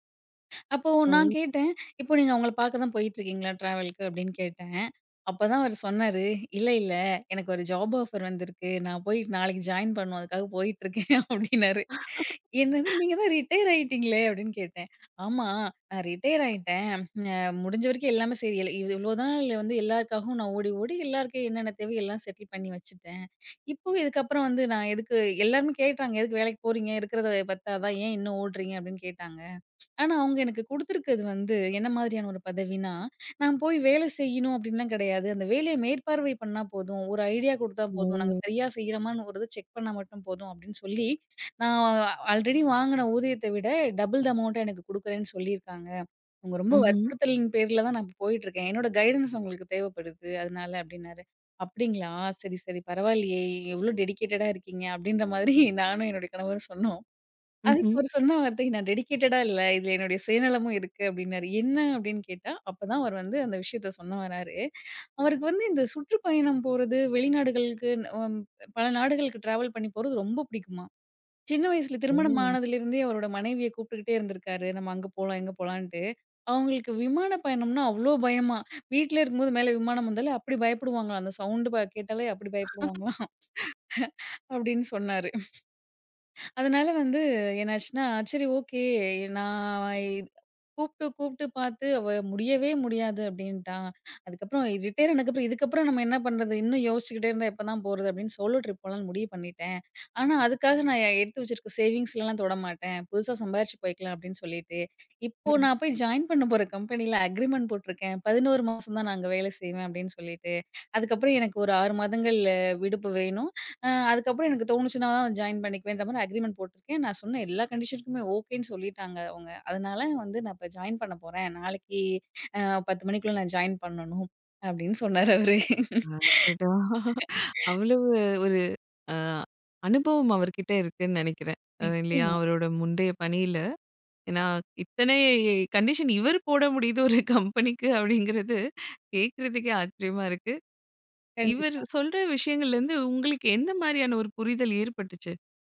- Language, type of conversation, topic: Tamil, podcast, பயணத்தில் நீங்கள் சந்தித்த ஒருவரிடமிருந்து என்ன கற்றுக் கொண்டீர்கள்?
- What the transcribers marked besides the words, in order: laugh; laughing while speaking: "அப்டின்னாரு. என்னது, நீங்க தான் ரிட்டயர் ஆயிட்டீங்களே அப்படின்னு கேட்டேன்"; in English: "டபுள் த அமௌண்ட்ட"; in English: "டெடிகேட்டடா"; chuckle; in English: "டெடிகேட்டடா"; laugh; laugh; in English: "சோலோ ட்ரிப்"; in English: "அக்ரீமெண்ட்"; in English: "கண்டிஷனுக்குமே"; laughing while speaking: "அடடா!"; laugh; laughing while speaking: "போட முடியுது ஒரு கம்பெனிக்கு"; other background noise